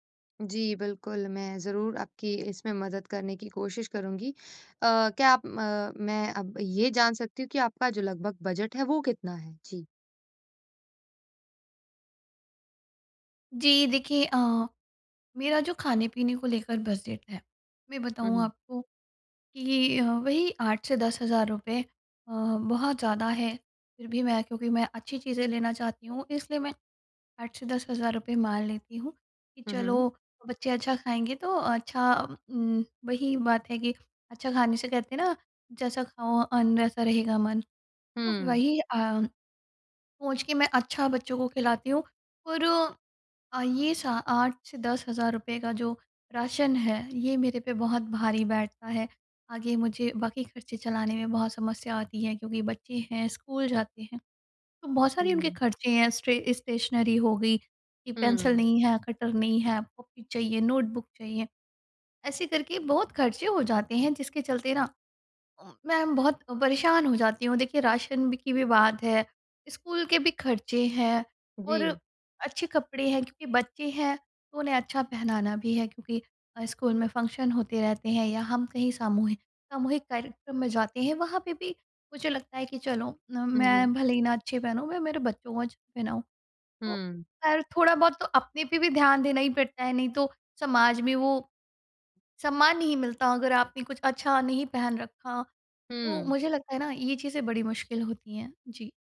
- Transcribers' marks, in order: in English: "स्ट्रे स्टेशनरी"; in English: "कॉपी"; in English: "नोटबुक"; in English: "फंक्शन"
- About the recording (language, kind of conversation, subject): Hindi, advice, बजट में अच्छी गुणवत्ता वाली चीज़ें कैसे ढूँढूँ?